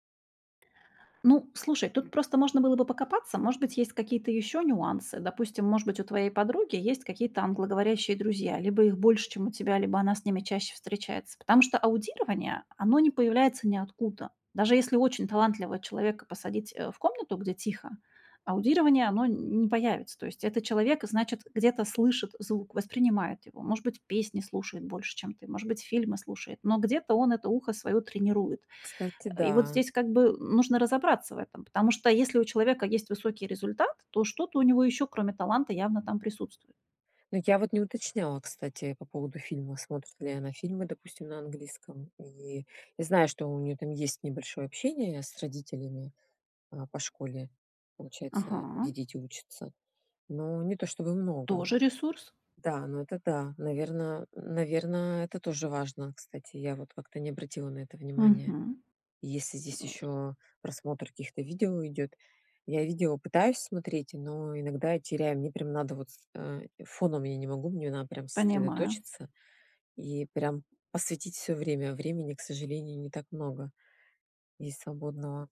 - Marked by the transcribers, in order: other background noise; other noise
- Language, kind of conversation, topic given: Russian, advice, Почему я постоянно сравниваю свои достижения с достижениями друзей и из-за этого чувствую себя хуже?